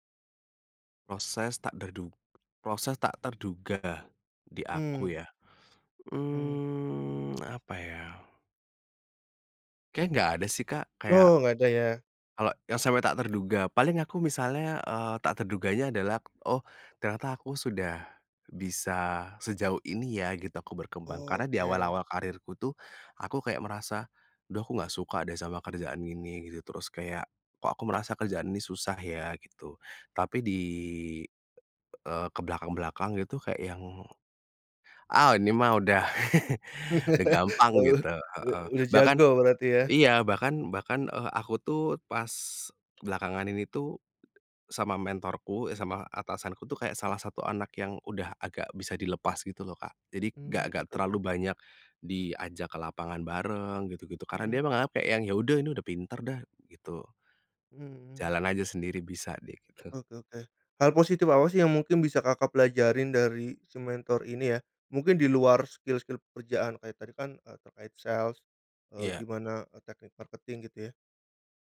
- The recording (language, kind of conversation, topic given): Indonesian, podcast, Bagaimana cara Anda menjaga hubungan baik dengan mentor?
- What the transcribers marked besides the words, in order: tapping; drawn out: "Mmm"; chuckle; in English: "skill-skill"; in English: "sales"; in English: "marketing"